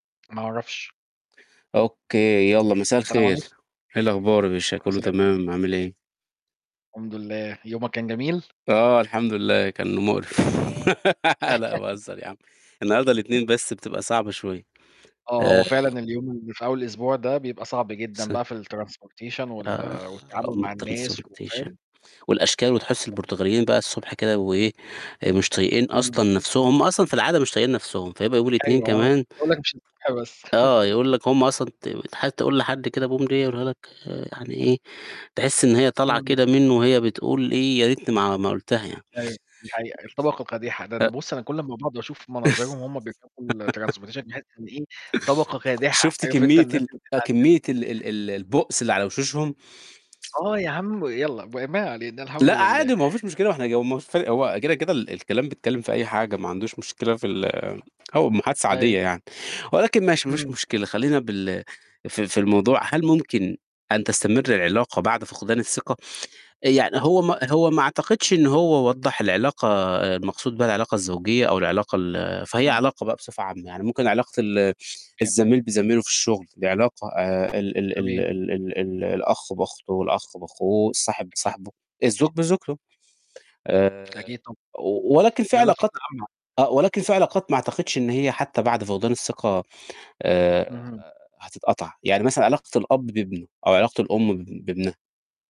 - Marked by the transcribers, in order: unintelligible speech; laugh; chuckle; unintelligible speech; tapping; distorted speech; in English: "الtransportation"; in English: "الTransportation"; other background noise; unintelligible speech; chuckle; "حد" said as "حت"; in Portuguese: "bom dia"; chuckle; in English: "ال transportation"; unintelligible speech; static
- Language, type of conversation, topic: Arabic, unstructured, هل ممكن العلاقة تكمل بعد ما الثقة تضيع؟